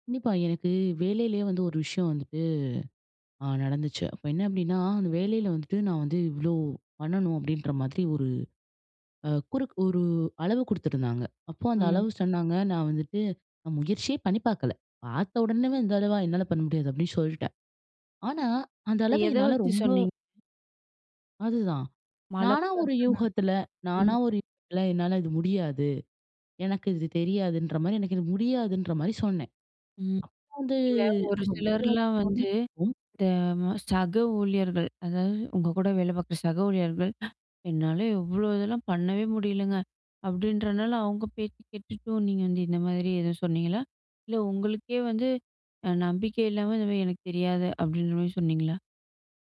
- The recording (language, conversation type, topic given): Tamil, podcast, "எனக்கு தெரியாது" என்று சொல்வதால் நம்பிக்கை பாதிக்குமா?
- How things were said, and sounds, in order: other background noise; drawn out: "வந்து"; in English: "சோ"